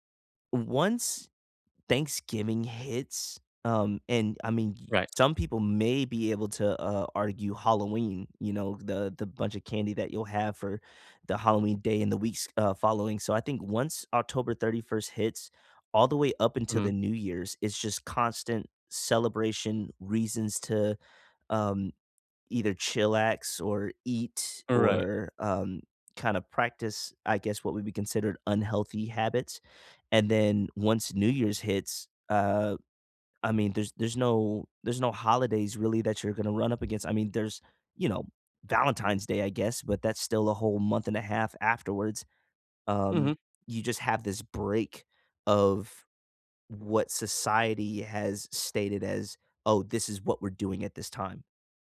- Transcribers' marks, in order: none
- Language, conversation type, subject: English, unstructured, What small step can you take today toward your goal?